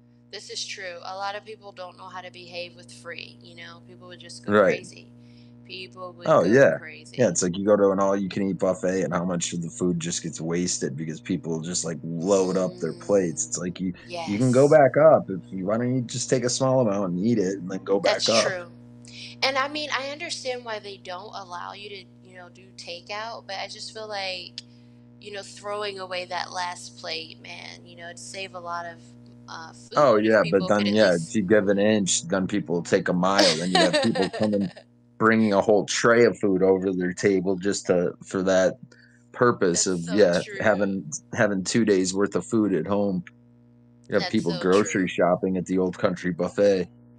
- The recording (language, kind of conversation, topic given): English, unstructured, How would your life change if you could travel anywhere for free or eat out without ever paying?
- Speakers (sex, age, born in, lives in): female, 35-39, United States, United States; male, 35-39, United States, United States
- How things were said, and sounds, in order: mechanical hum; drawn out: "Mm"; tapping; other background noise; laugh; distorted speech